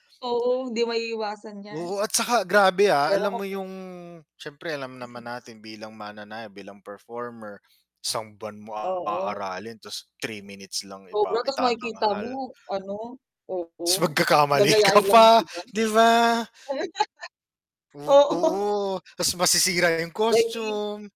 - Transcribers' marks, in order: static; other noise; distorted speech; laughing while speaking: "magkakamali ka pa, 'di ba?"; chuckle; laughing while speaking: "Oo"
- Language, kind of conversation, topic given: Filipino, unstructured, Ano ang pinakatumatak sa iyong karanasan sa isang espesyal na okasyon sa paaralan?